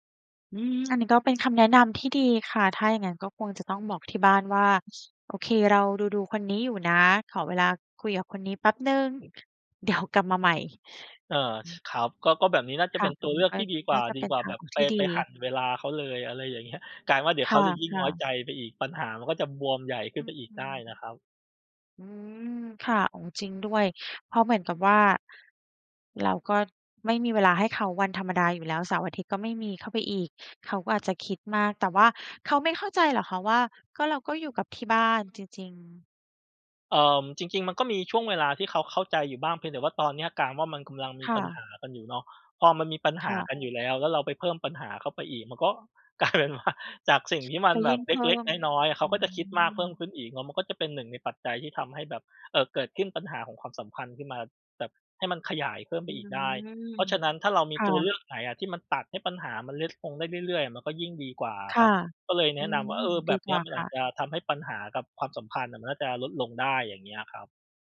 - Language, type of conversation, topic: Thai, advice, คุณจะจัดการความสัมพันธ์ที่ตึงเครียดเพราะไม่ลงตัวเรื่องเวลาอย่างไร?
- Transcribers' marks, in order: laughing while speaking: "เดี๋ยว"; laughing while speaking: "เงี้ย"; laughing while speaking: "กลายเป็นว่า"; background speech; "เล็ก" said as "เล็ต"